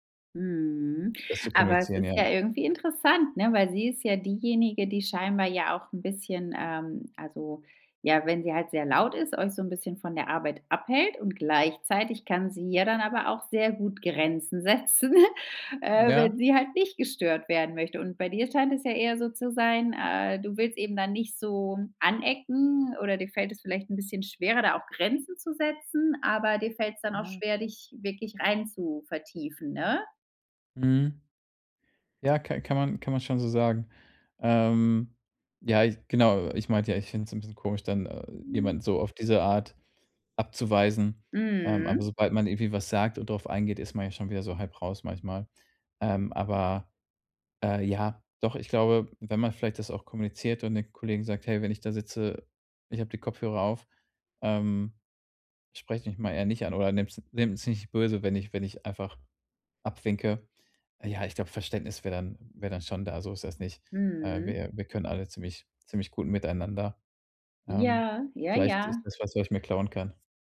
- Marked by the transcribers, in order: laughing while speaking: "setzen"; stressed: "nicht"; other background noise
- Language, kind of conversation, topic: German, advice, Wie setze ich klare Grenzen, damit ich regelmäßige, ungestörte Arbeitszeiten einhalten kann?
- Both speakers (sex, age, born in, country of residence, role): female, 35-39, Germany, Spain, advisor; male, 35-39, Germany, Germany, user